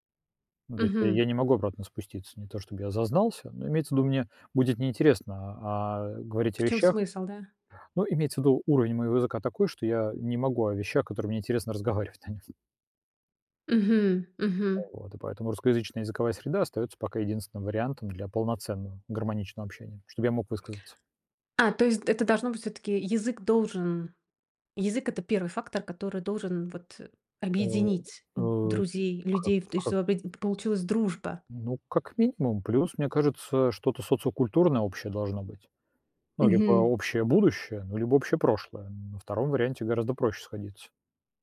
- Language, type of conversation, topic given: Russian, podcast, Как вы заводите друзей в новой среде?
- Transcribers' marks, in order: none